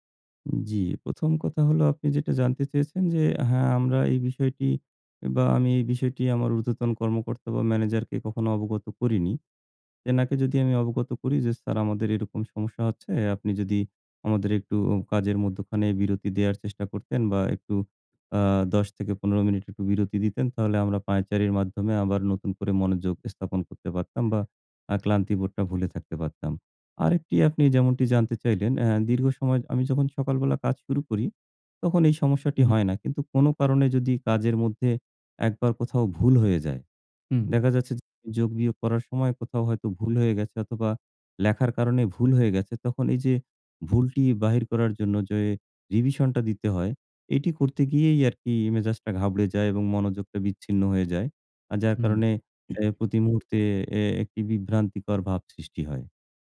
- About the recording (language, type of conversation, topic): Bengali, advice, কাজের সময় মনোযোগ ধরে রাখতে আপনার কি বারবার বিভ্রান্তি হয়?
- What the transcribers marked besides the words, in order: tapping